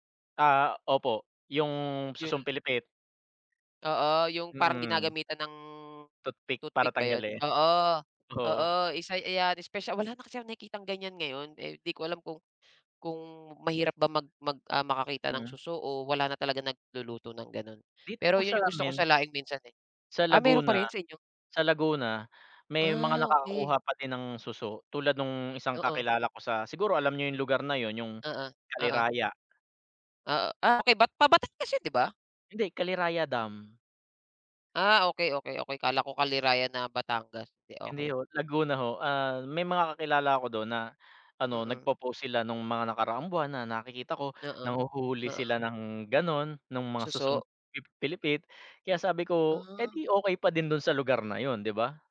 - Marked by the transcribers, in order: tapping
- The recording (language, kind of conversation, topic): Filipino, unstructured, Ano ang unang lugar na gusto mong bisitahin sa Pilipinas?